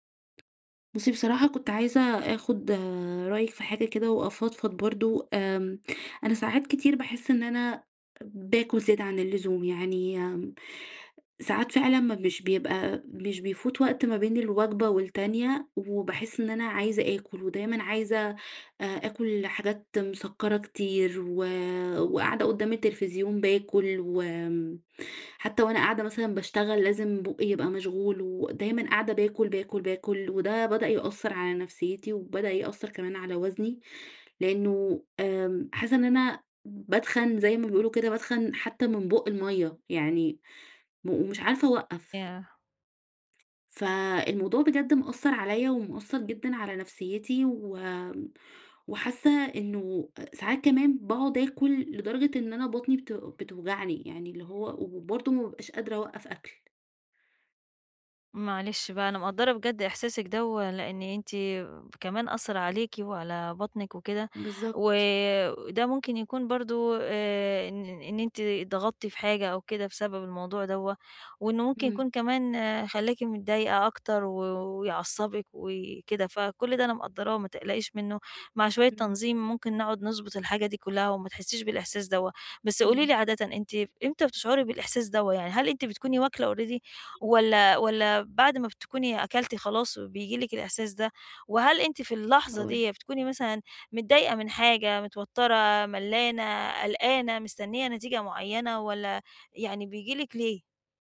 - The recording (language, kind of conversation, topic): Arabic, advice, إزاي أفرّق بين الجوع الحقيقي والجوع العاطفي لما تيجيلي رغبة في التسالي؟
- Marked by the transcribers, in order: tapping; other background noise; in English: "already"